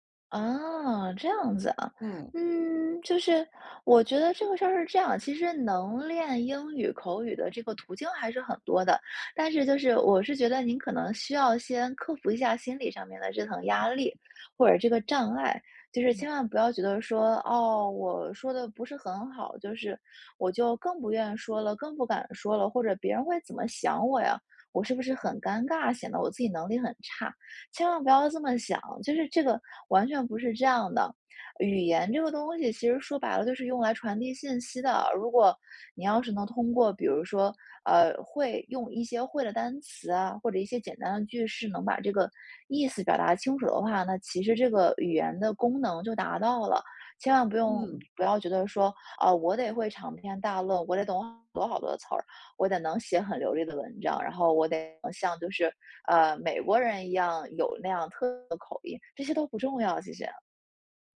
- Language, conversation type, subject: Chinese, advice, 如何克服用外语交流时的不确定感？
- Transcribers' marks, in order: none